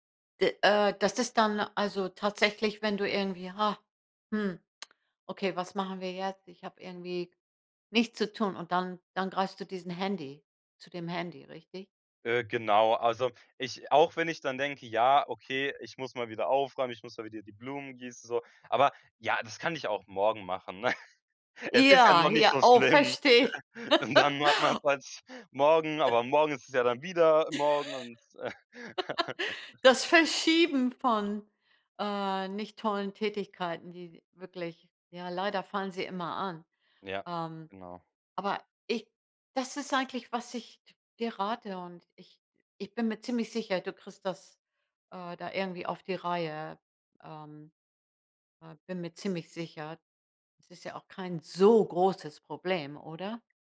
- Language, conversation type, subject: German, advice, Warum greifst du ständig zum Handy, statt dich konzentriert auf die Arbeit oder das Lernen zu fokussieren?
- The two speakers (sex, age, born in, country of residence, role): female, 65-69, Germany, United States, advisor; male, 18-19, Germany, Germany, user
- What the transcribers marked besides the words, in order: giggle; laughing while speaking: "verstehe"; laughing while speaking: "schlimm. Und dann macht man’s halt"; laugh; other noise; laugh; stressed: "Verschieben"; laugh; stressed: "so"